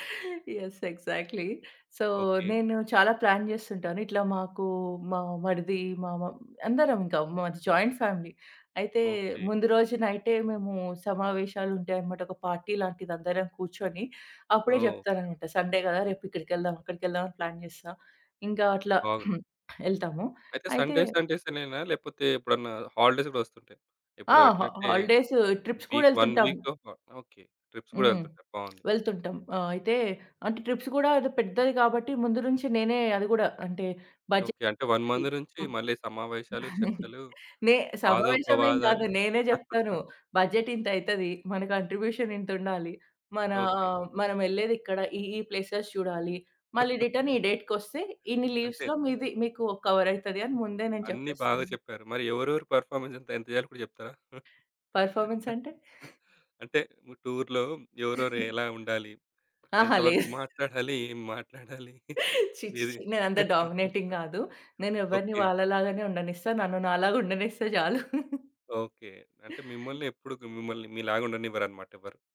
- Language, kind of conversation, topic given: Telugu, podcast, హైడ్రేషన్ తగ్గినప్పుడు మీ శరీరం చూపించే సంకేతాలను మీరు గుర్తించగలరా?
- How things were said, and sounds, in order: in English: "యెస్. ఎగ్జాక్ట్‌లీ. సో"; in English: "ప్లాన్"; in English: "జాయింట్ ఫ్యామిలీ"; in English: "పార్టీ"; other background noise; in English: "సండే"; in English: "ప్లాన్"; throat clearing; in English: "సండే సండేస్"; in English: "హాలిడేస్"; in English: "ట్రిప్స్"; in English: "వీక్ వన్"; in English: "ట్రిప్స్"; in English: "ట్రిప్స్"; in English: "బడ్జెట్"; in English: "వన్ మంత్"; giggle; in English: "బడ్జెట్"; chuckle; in English: "కాంట్రిబ్యూషన్"; in English: "ప్లేసెస్"; in English: "రిటర్న్"; in English: "డేట్‌కొస్తే"; chuckle; in English: "లీవ్స్‌లో"; chuckle; in English: "పెర్ఫార్మన్స్"; giggle; in English: "టూర్‌లో"; giggle; giggle; in English: "డామినేటింగ్"; giggle; chuckle; giggle